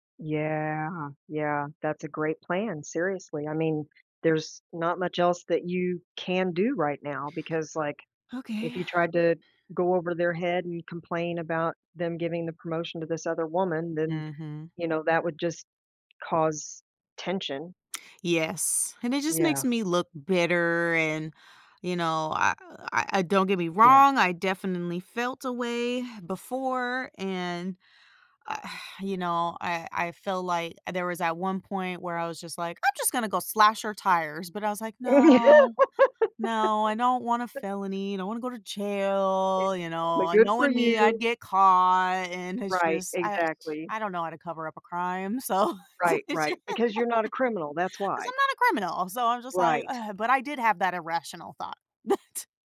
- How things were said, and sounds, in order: drawn out: "Yeah"; exhale; other background noise; tapping; exhale; angry: "I'm just gonna go slash her tires"; sad: "No, no, I don't want … I'd get caught"; laugh; laughing while speaking: "Yeah"; laugh; drawn out: "jail"; laughing while speaking: "So, they're j"; laughing while speaking: "That"
- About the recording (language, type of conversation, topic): English, advice, How can I prepare for my new job?